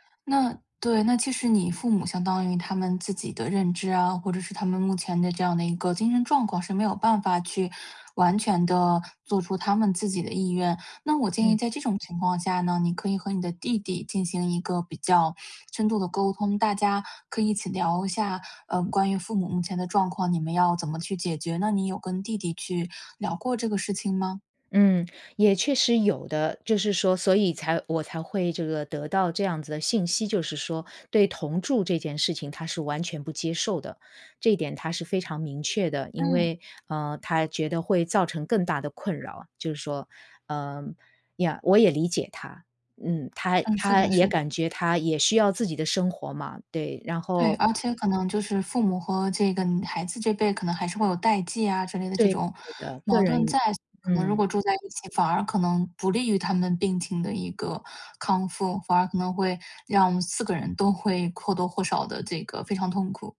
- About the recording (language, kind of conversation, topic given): Chinese, advice, 父母年老需要更多照顾与安排
- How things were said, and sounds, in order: tapping; other background noise